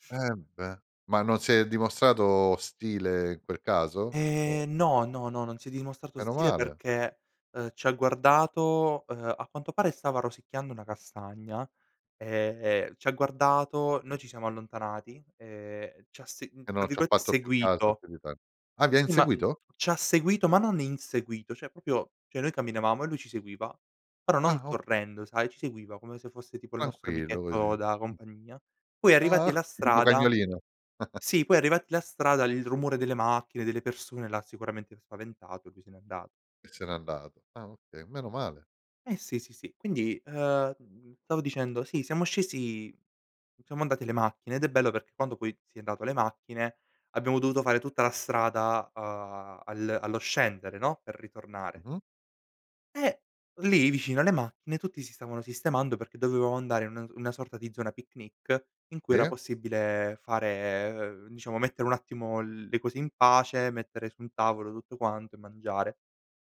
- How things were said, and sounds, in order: "cioè" said as "ceh"; "proprio" said as "propio"; "cioè" said as "ceh"; other noise; chuckle
- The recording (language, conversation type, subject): Italian, podcast, Raccontami un’esperienza in cui la natura ti ha sorpreso all’improvviso?